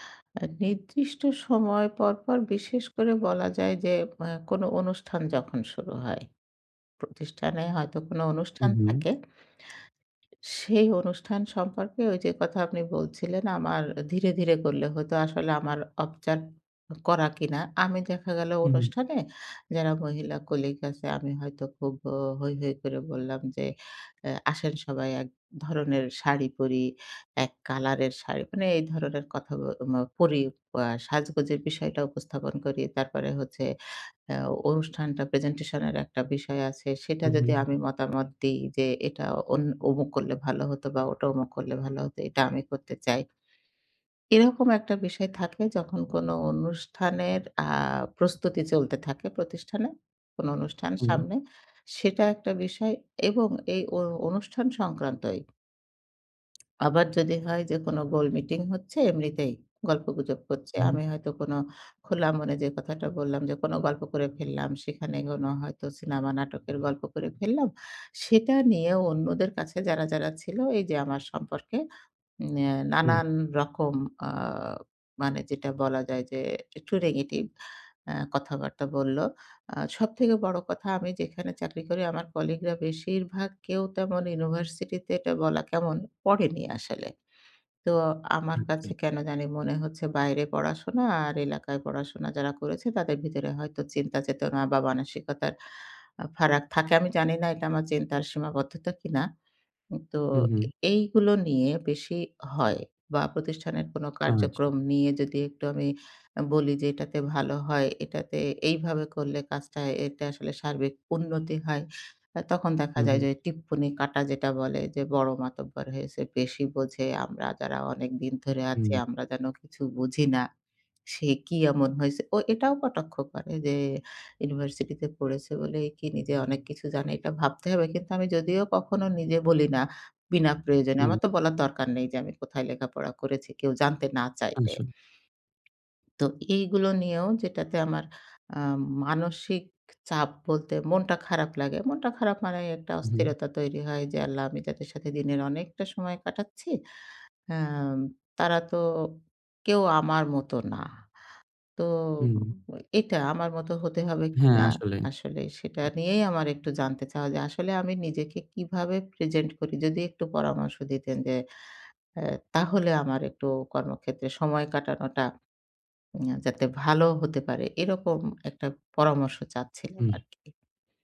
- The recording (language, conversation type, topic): Bengali, advice, কর্মক্ষেত্রে নিজেকে আড়াল করে সবার সঙ্গে মানিয়ে চলার চাপ সম্পর্কে আপনি কীভাবে অনুভব করেন?
- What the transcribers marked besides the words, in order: lip smack; unintelligible speech; horn; tapping; lip smack